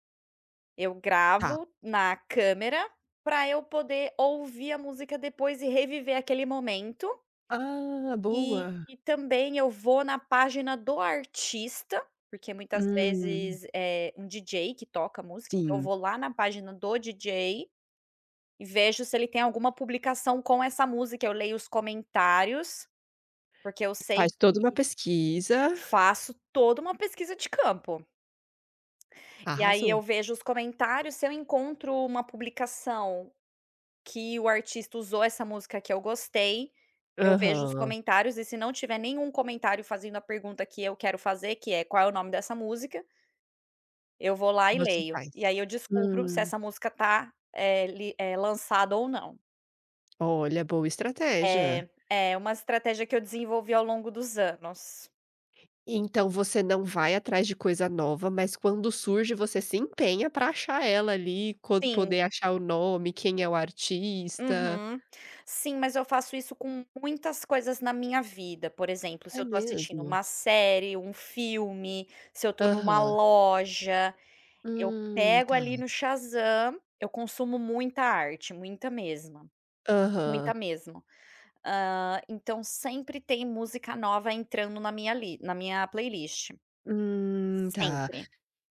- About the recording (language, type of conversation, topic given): Portuguese, podcast, Como você escolhe novas músicas para ouvir?
- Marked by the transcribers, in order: none